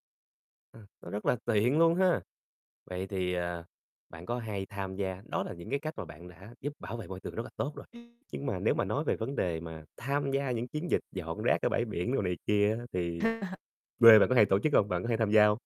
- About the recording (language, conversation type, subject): Vietnamese, podcast, Theo bạn, chúng ta có thể làm gì để bảo vệ biển?
- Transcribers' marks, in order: other background noise; laugh